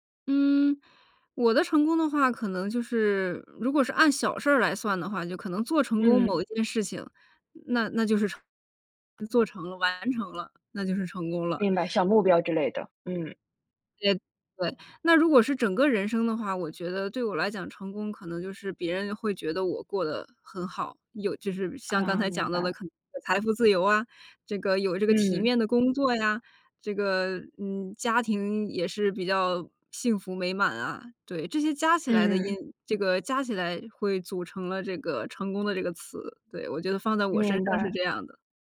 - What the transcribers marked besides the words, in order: other background noise
- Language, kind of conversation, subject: Chinese, podcast, 你会如何在成功与幸福之间做取舍？